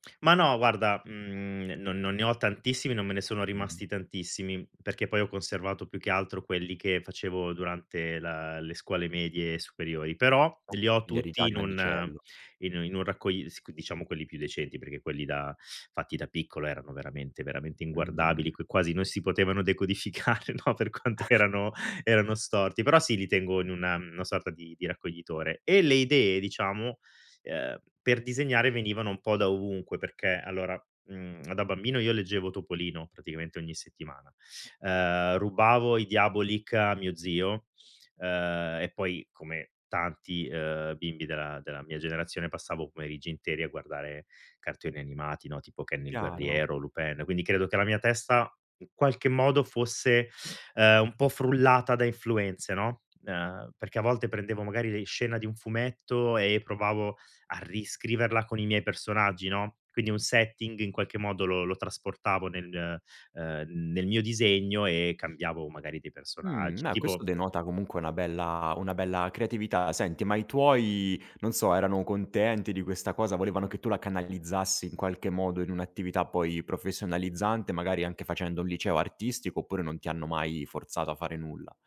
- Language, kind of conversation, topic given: Italian, podcast, Hai mai creato fumetti, storie o personaggi da piccolo?
- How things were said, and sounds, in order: chuckle; laughing while speaking: "per quanto erano erano storti"; in English: "setting"